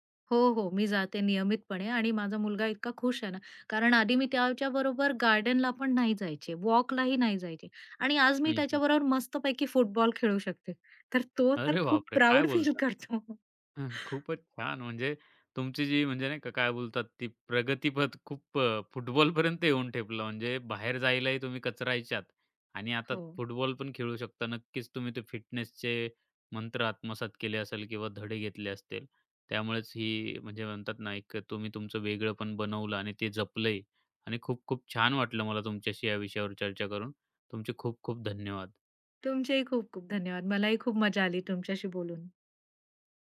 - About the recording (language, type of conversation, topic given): Marathi, podcast, तुमच्या मुलांबरोबर किंवा कुटुंबासोबत घडलेला असा कोणता क्षण आहे, ज्यामुळे तुम्ही बदललात?
- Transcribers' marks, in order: laughing while speaking: "अरे बापरे! काय बोलतात. खूपच छान, म्हणजे तुमची जी"; laughing while speaking: "खूप प्राउड फील करतो"; chuckle; laughing while speaking: "प्रगतीपथ खूप अ, फुटबॉलपर्यंत येऊन ठेपला"; tapping